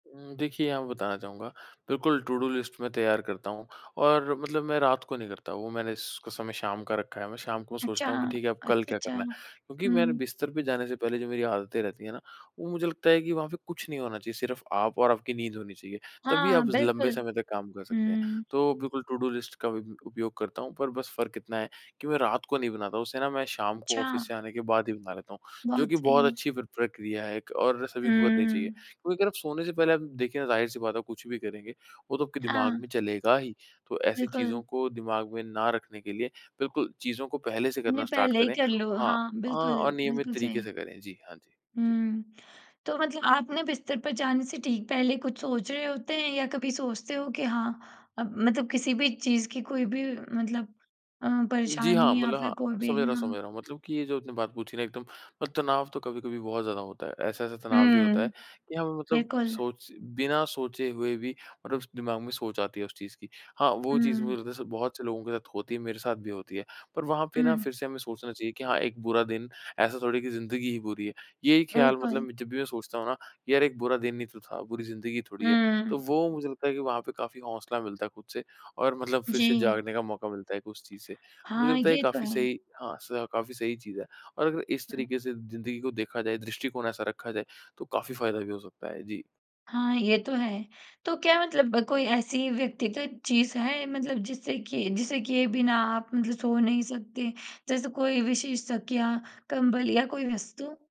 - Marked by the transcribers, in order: in English: "टूडू लिस्ट"; in English: "टूडू लिस्ट"; in English: "ऑफ़िस"; in English: "स्टार्ट"
- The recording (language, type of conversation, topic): Hindi, podcast, बिस्तर पर जाने से पहले आपकी आदतें क्या होती हैं?